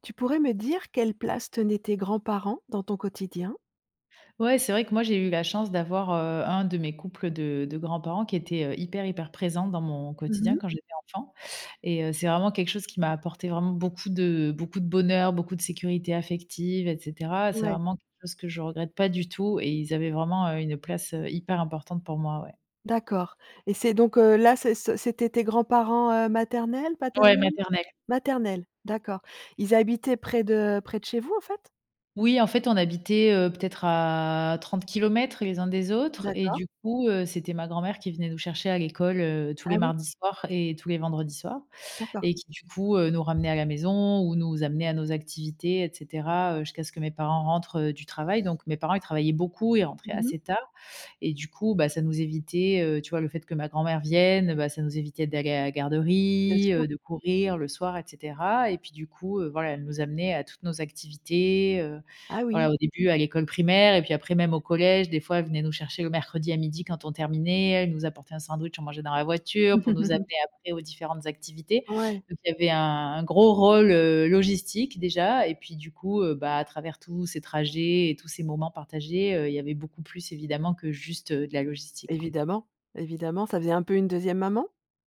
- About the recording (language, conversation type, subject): French, podcast, Quelle place tenaient les grands-parents dans ton quotidien ?
- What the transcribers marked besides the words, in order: tapping; other background noise; chuckle